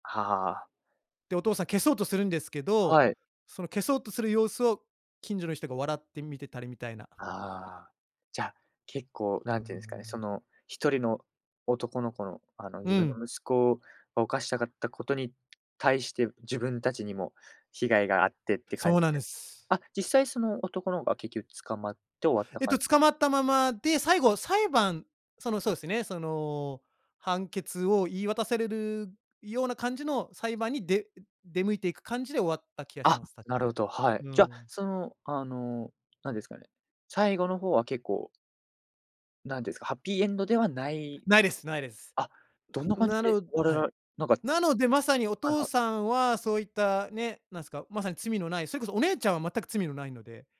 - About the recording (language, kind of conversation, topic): Japanese, podcast, 最近ハマっているドラマについて教えてくれますか？
- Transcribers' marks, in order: tapping; other background noise